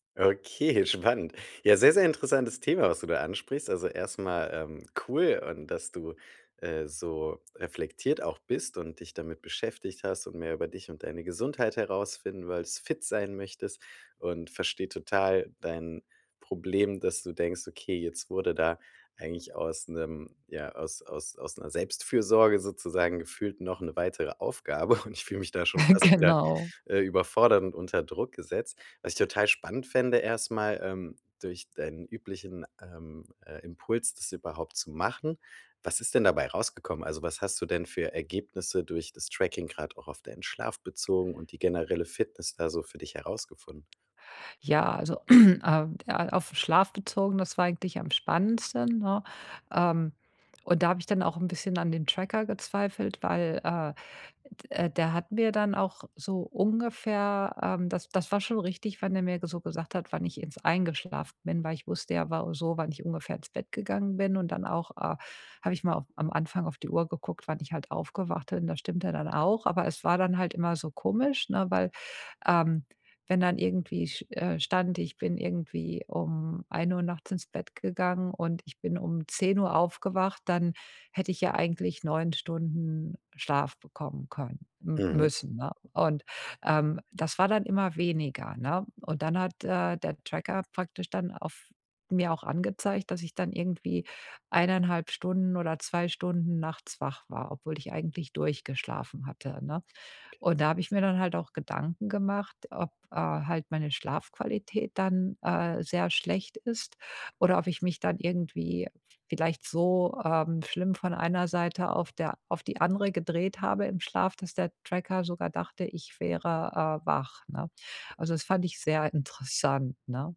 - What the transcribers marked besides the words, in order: joyful: "Okay, spannend"; laughing while speaking: "Aufgabe"; chuckle; chuckle; other background noise; throat clearing
- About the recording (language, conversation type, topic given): German, advice, Wie kann ich Tracking-Routinen starten und beibehalten, ohne mich zu überfordern?